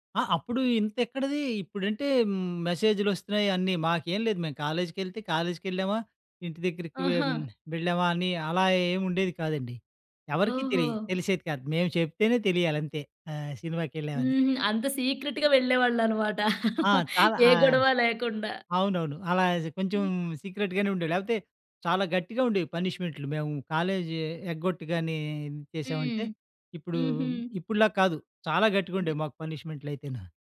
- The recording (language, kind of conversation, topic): Telugu, podcast, పాత పాట వింటే గుర్తుకు వచ్చే ఒక్క జ్ఞాపకం ఏది?
- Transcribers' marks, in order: in English: "సీక్రెట్‌గా"; chuckle; in English: "సీక్రెట్"; other background noise